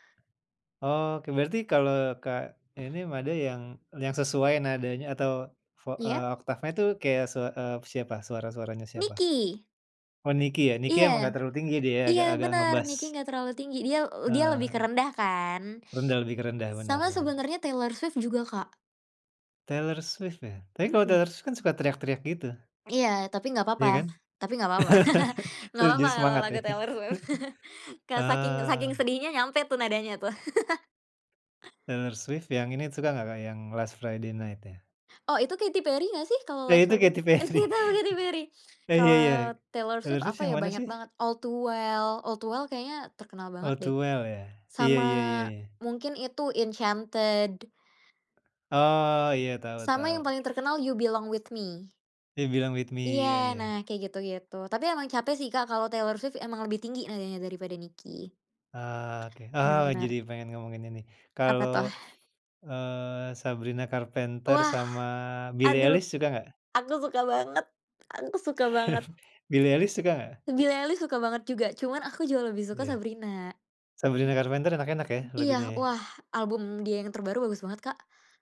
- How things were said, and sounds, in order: other background noise; tapping; chuckle; "Justru" said as "suju"; chuckle; chuckle; laughing while speaking: "Perry"; laughing while speaking: "Gak tau"; chuckle
- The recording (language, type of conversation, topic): Indonesian, podcast, Apa hobi favoritmu, dan kenapa kamu menyukainya?